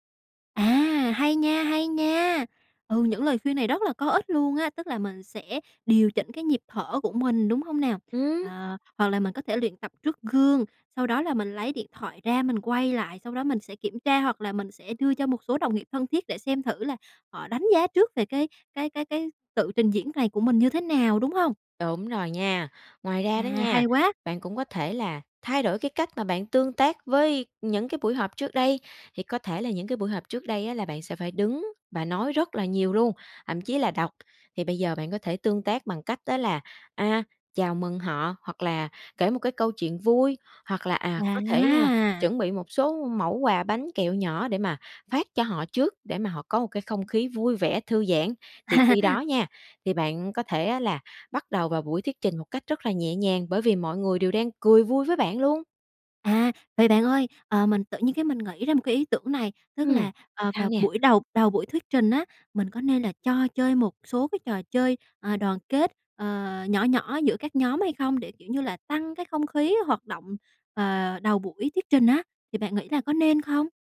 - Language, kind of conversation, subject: Vietnamese, advice, Làm thế nào để vượt qua nỗi sợ thuyết trình trước đông người?
- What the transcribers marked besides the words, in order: tapping; laugh